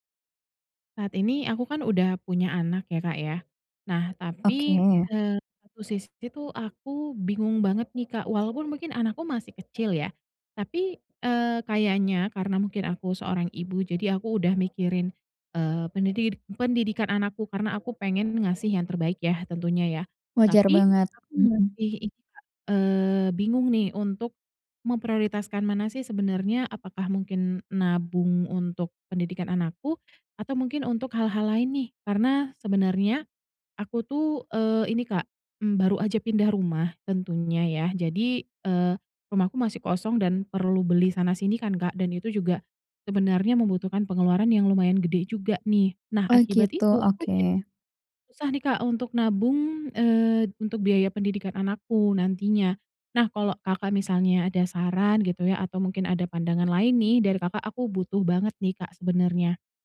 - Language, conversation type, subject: Indonesian, advice, Kenapa saya sulit menabung untuk tujuan besar seperti uang muka rumah atau biaya pendidikan anak?
- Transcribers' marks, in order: other background noise; tapping